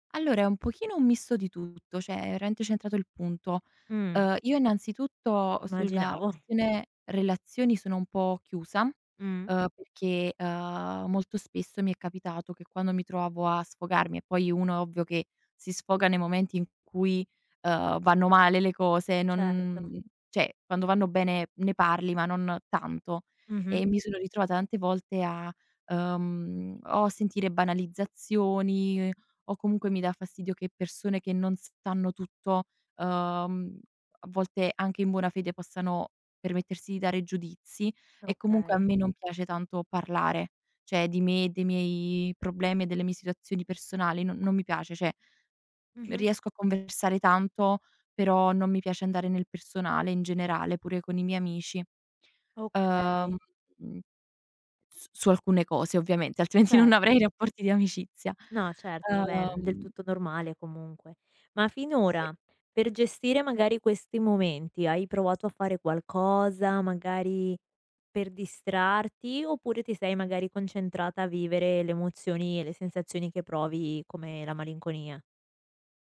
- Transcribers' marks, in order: tapping; laughing while speaking: "altrimenti non"
- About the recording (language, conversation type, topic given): Italian, advice, Come vivi le ricadute emotive durante gli anniversari o quando ti trovi in luoghi legati alla relazione?
- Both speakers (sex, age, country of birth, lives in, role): female, 20-24, Italy, Italy, user; female, 20-24, Italy, United States, advisor